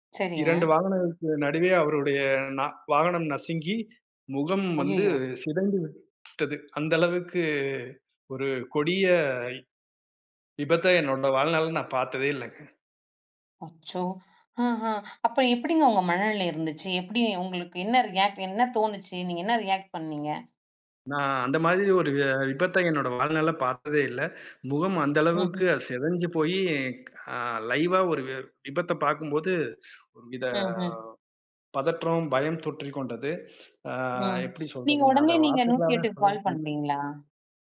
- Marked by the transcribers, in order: tapping; drawn out: "அந்த அளவுக்கு ஒரு கொடிய விபத்த"; sad: "என்னோட வாழ்நாள்ல நா பாத்ததே இல்லங்க"; afraid: "அச்சோ! ஆஹா"; in English: "ரியாக்ட்?"; in English: "ரியாக்ட்"; other background noise; in English: "லைவா"; sniff
- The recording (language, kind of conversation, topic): Tamil, podcast, அவசரமாக மருத்துவசிகிச்சை தேவைப்பட்ட ஒரு அனுபவத்தை விவரிக்க முடியுமா?